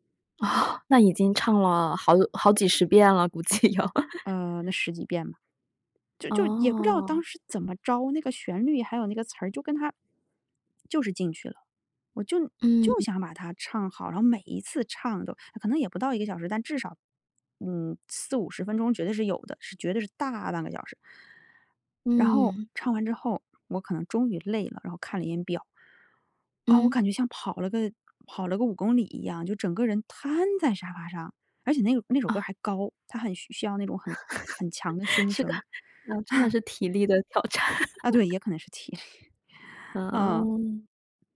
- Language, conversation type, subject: Chinese, podcast, 你如何知道自己进入了心流？
- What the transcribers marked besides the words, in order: chuckle; laughing while speaking: "估计有"; stressed: "大"; stressed: "瘫"; laugh; laughing while speaking: "是的，嗯真的是体力的挑战"; exhale; laughing while speaking: "体力"